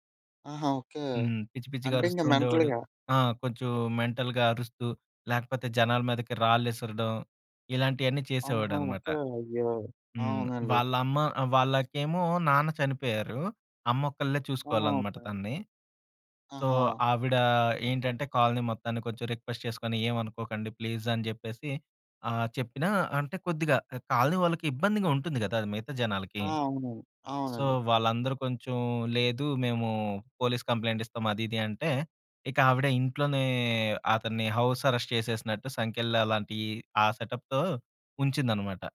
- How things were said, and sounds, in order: "కొంచెం" said as "కొంచూ"; in English: "మెంటల్‌గా"; in English: "సో"; in English: "రిక్వెస్ట్"; in English: "ప్లీజ్"; in English: "సో"; in English: "పోలీస్ కంప్లెయింట్"; in English: "హౌస్ అరెస్ట్"; in English: "సెటప్‌తో"
- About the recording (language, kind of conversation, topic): Telugu, podcast, ఒక స్థానిక వ్యక్తి మీకు నేర్పిన సాధారణ జీవన పాఠం ఏమిటి?